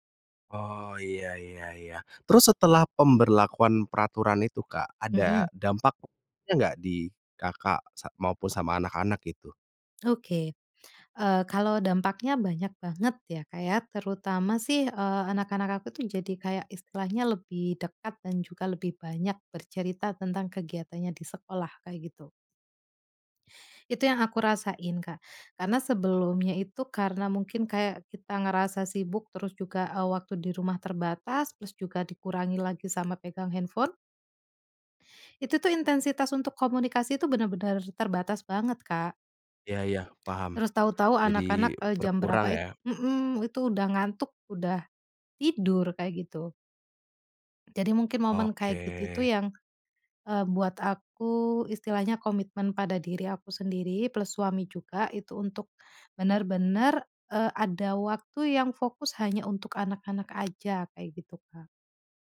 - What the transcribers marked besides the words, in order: tapping; other background noise; drawn out: "Oke"
- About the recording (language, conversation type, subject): Indonesian, podcast, Bagaimana kalian mengatur waktu layar gawai di rumah?